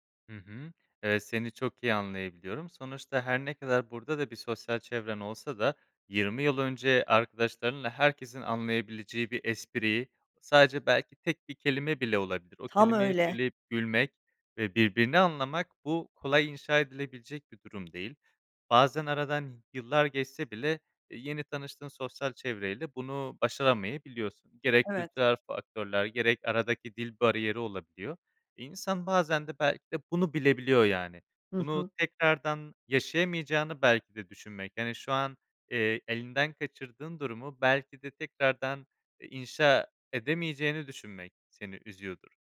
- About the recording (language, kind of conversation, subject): Turkish, advice, Eski arkadaşlarınızı ve ailenizi geride bırakmanın yasını nasıl tutuyorsunuz?
- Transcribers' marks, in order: none